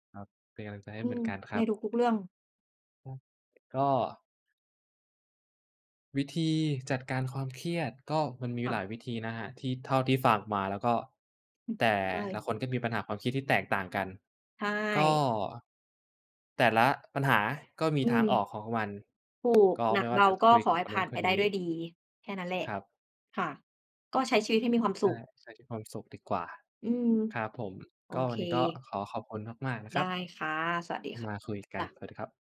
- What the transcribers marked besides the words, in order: other noise
- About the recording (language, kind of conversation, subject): Thai, unstructured, คุณมีวิธีจัดการกับความเครียดอย่างไร?